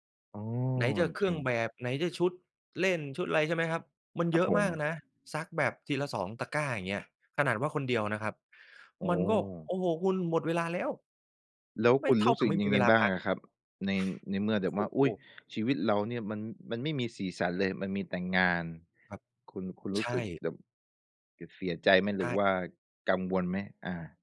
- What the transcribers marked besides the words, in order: tapping
- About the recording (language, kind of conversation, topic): Thai, podcast, สำหรับคุณ การมีสมดุลระหว่างชีวิตกับงานมีความหมายอย่างไร?